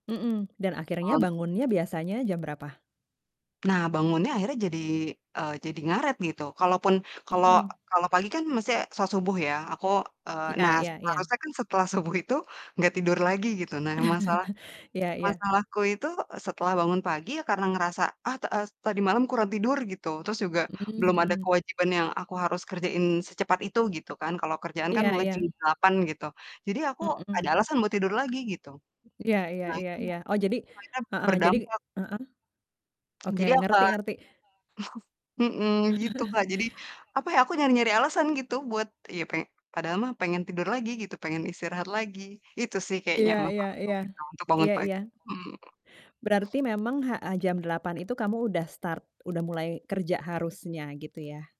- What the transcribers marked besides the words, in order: distorted speech; background speech; "mesti" said as "mesye"; tapping; chuckle; chuckle; laugh; other background noise; in English: "start"
- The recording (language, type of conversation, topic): Indonesian, advice, Bagaimana cara agar saya bisa lebih mudah bangun pagi dan konsisten berolahraga?